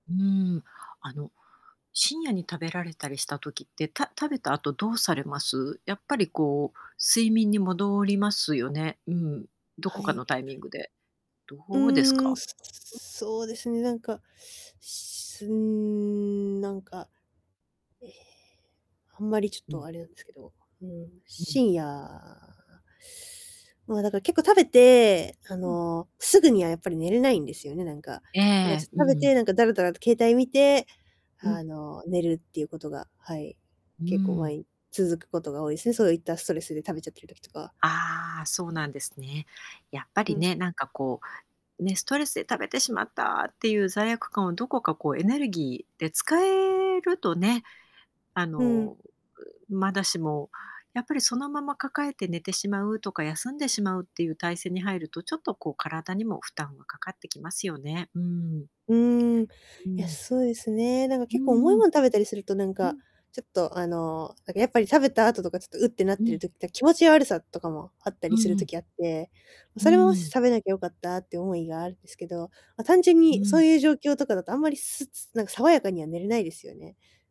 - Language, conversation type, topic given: Japanese, advice, どうすれば食欲や間食の衝動をうまく抑えられますか？
- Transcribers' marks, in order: none